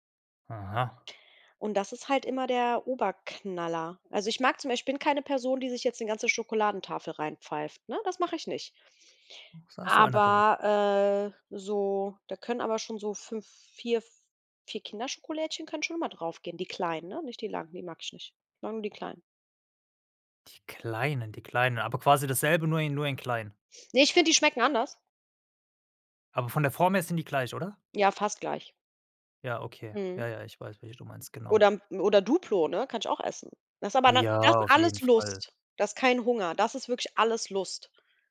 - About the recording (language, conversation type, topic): German, podcast, Wie erkennst du, ob du wirklich hungrig bist oder nur aus Langeweile essen möchtest?
- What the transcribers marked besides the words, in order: "so" said as "sa"